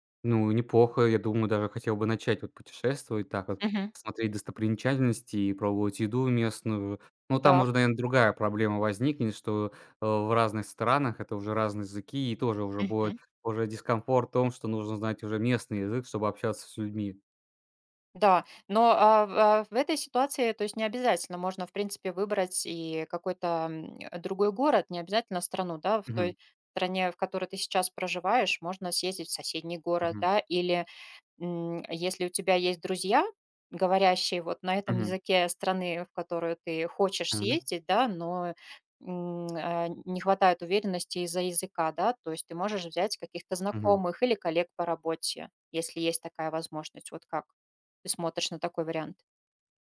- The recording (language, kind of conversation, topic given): Russian, advice, Почему из‑за выгорания я изолируюсь и избегаю социальных контактов?
- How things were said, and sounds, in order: tapping